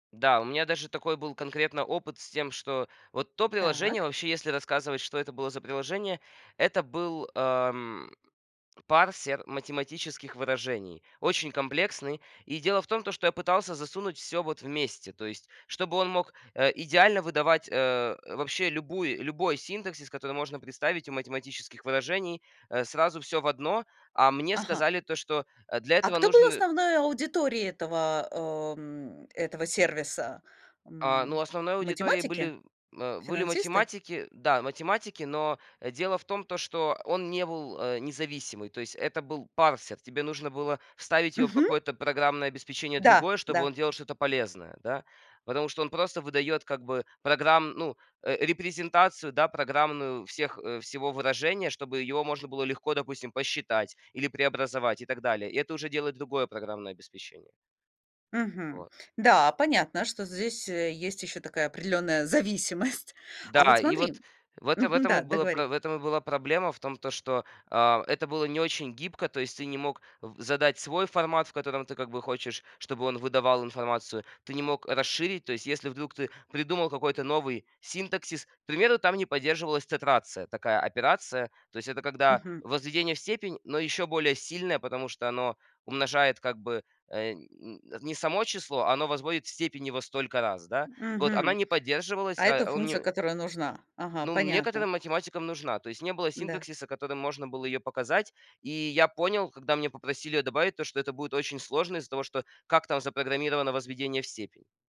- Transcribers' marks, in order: tapping
- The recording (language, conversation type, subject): Russian, podcast, Показываете ли вы рабочие черновики и зачем?